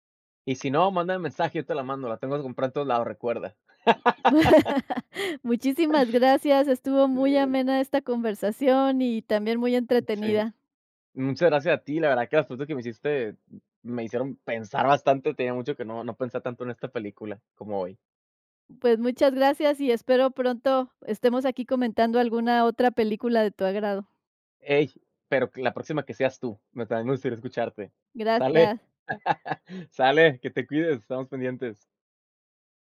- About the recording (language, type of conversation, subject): Spanish, podcast, ¿Cuál es una película que te marcó y qué la hace especial?
- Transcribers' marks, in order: other noise; laugh; other background noise; laugh